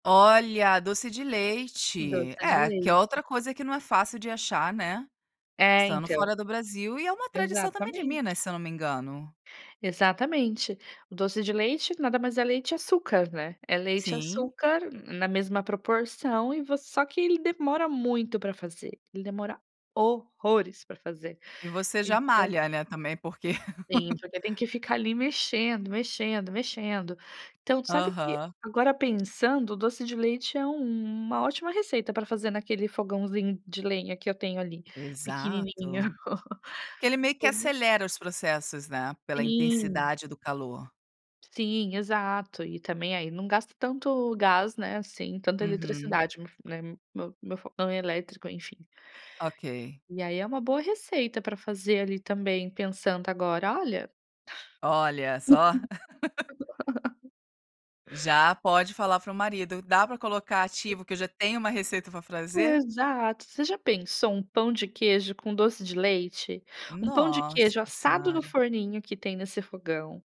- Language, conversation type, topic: Portuguese, podcast, Como você começou a gostar de cozinhar?
- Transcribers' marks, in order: stressed: "horrores"; laugh; chuckle; unintelligible speech; laugh